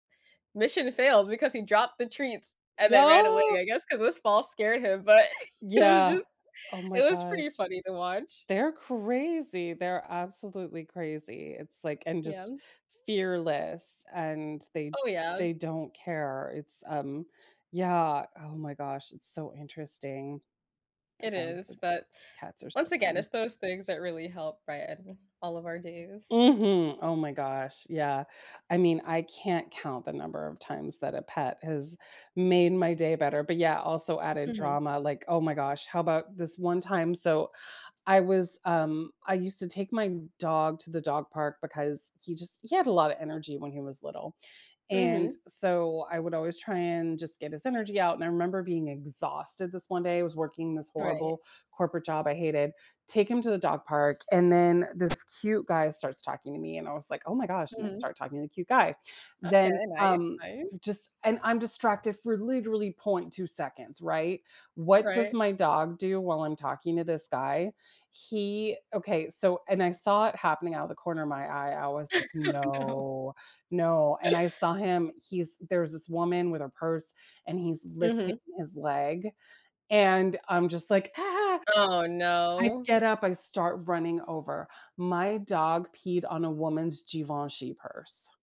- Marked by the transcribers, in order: giggle; stressed: "fearless"; unintelligible speech; other background noise; tapping; stressed: "exhausted"; stressed: "literally"; laugh; laughing while speaking: "Oh, no"; drawn out: "No"
- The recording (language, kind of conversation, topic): English, unstructured, How can my pet help me feel better on bad days?
- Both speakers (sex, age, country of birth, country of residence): female, 20-24, United States, United States; female, 45-49, United States, United States